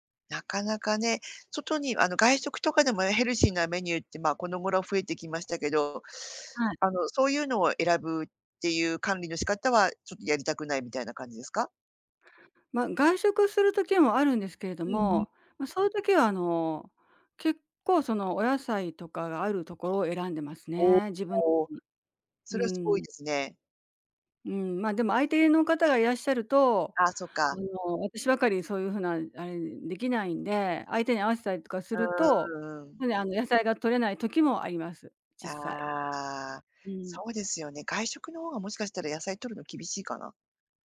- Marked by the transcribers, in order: other background noise
- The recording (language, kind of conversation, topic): Japanese, advice, 食事計画を続けられないのはなぜですか？